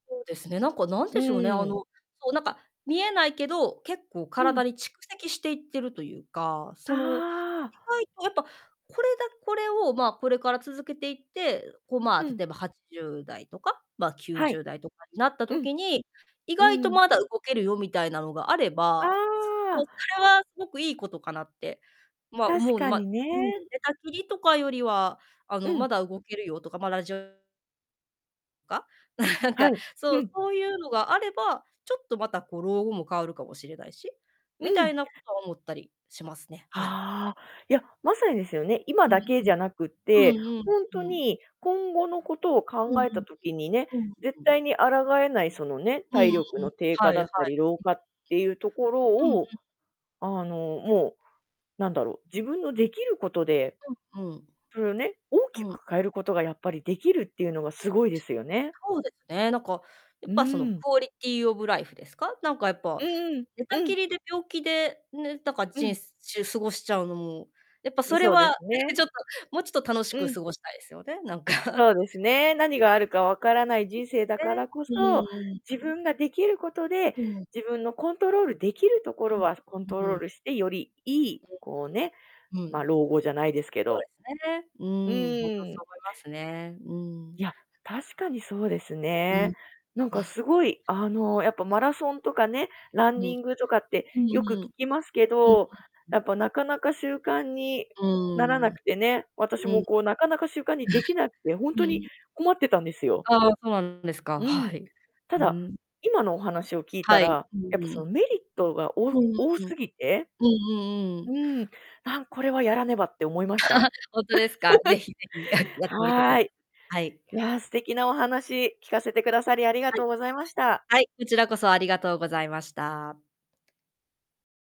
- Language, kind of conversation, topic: Japanese, podcast, 小さな習慣を続けたことで大きな成長につながった経験はありますか？
- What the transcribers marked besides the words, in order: distorted speech; tapping; laughing while speaking: "なんか"; in English: "クオリティオブライフ"; chuckle; other background noise; unintelligible speech; laugh